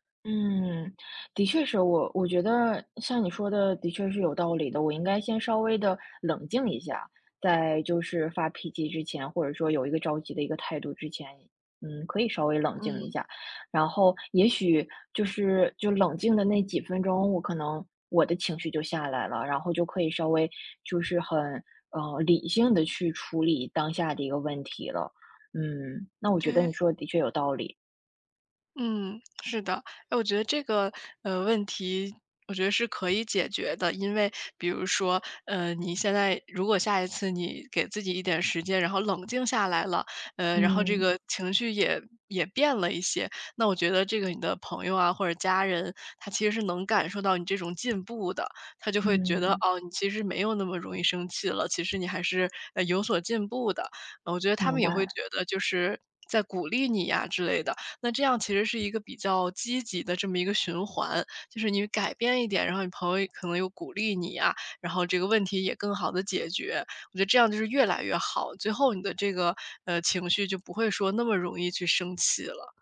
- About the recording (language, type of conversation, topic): Chinese, advice, 我经常用生气来解决问题，事后总是后悔，该怎么办？
- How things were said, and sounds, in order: other noise; tapping